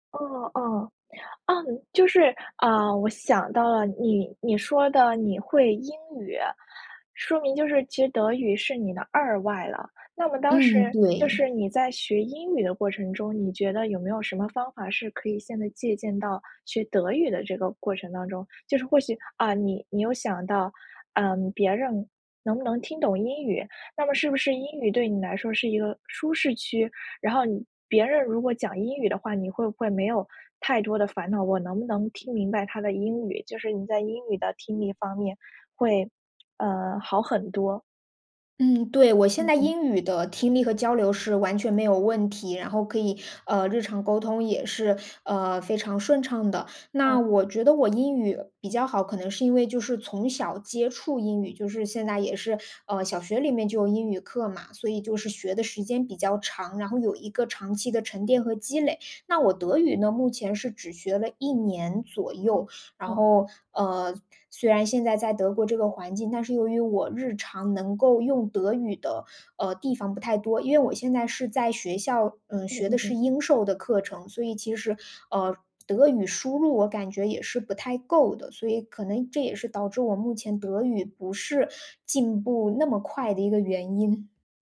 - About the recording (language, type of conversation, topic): Chinese, advice, 语言障碍让我不敢开口交流
- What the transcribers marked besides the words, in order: tapping; other background noise